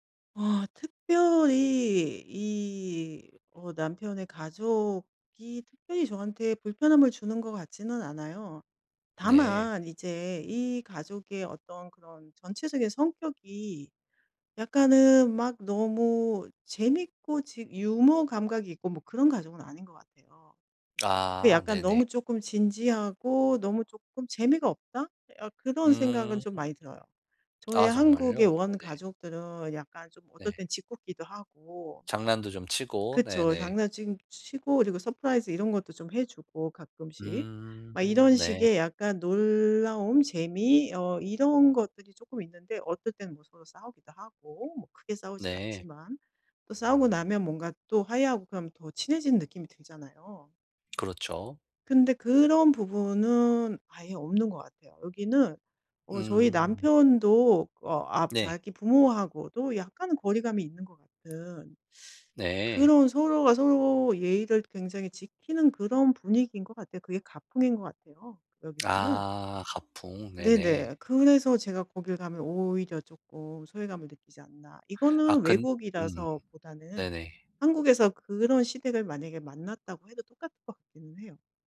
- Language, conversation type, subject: Korean, advice, 파티에 가면 소외감과 불안이 심해지는데 어떻게 하면 좋을까요?
- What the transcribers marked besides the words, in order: tapping